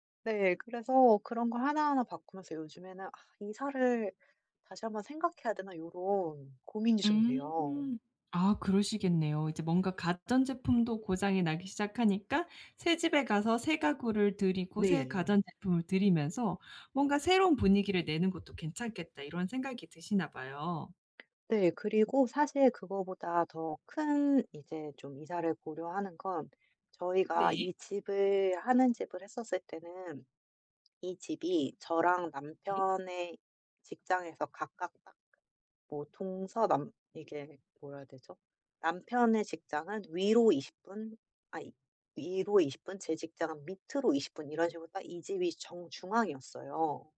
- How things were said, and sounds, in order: other background noise; tapping
- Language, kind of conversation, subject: Korean, advice, 이사할지 말지 어떻게 결정하면 좋을까요?